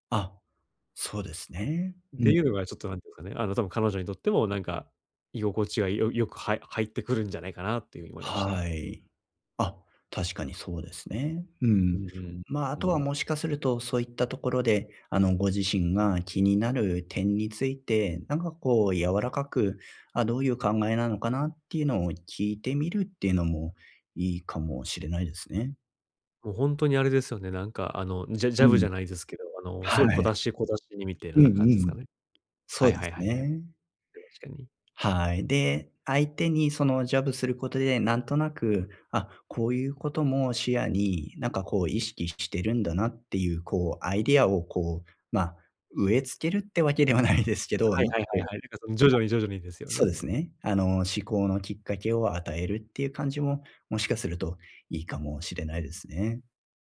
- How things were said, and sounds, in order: other background noise
- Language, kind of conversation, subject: Japanese, advice, 将来の関係やコミットメントについて、どのように話し合えばよいですか？